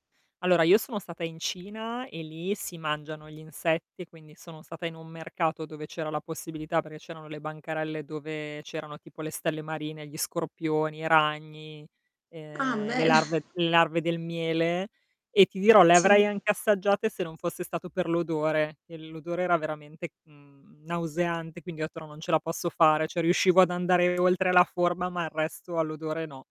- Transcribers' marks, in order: "perché" said as "perè"; static; chuckle
- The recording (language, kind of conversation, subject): Italian, unstructured, Qual è la cosa più disgustosa che hai visto in un alloggio?